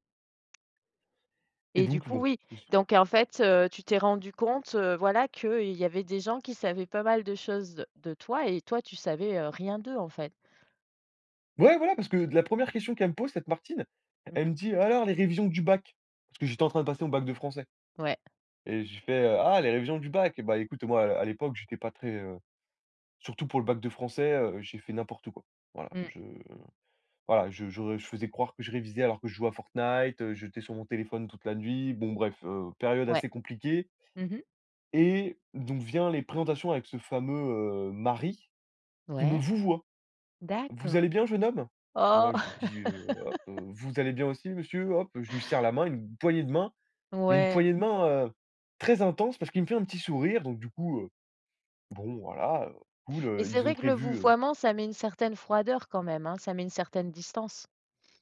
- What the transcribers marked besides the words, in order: tapping; stressed: "mari"; surprised: "vouvoie"; stressed: "D'accord"; chuckle; stressed: "poignée"
- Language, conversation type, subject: French, podcast, Quelle rencontre t’a appris quelque chose d’important ?